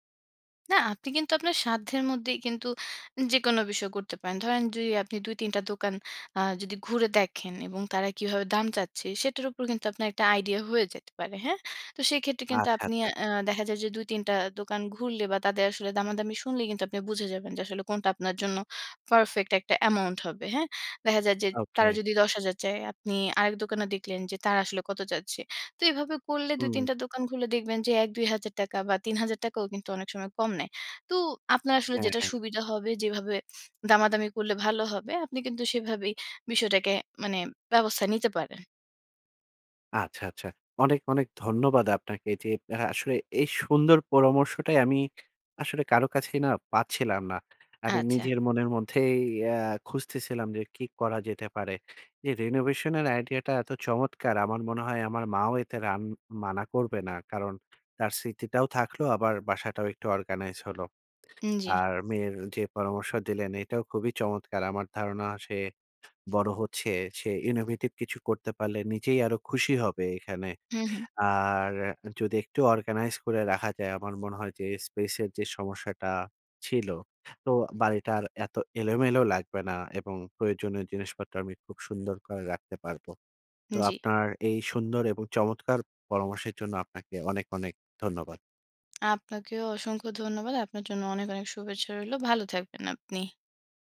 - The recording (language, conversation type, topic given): Bengali, advice, বাড়িতে জিনিসপত্র জমে গেলে আপনি কীভাবে অস্থিরতা অনুভব করেন?
- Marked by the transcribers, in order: tapping; "যদি" said as "জুই"; "তো" said as "তু"; other background noise; snort; in English: "innovative"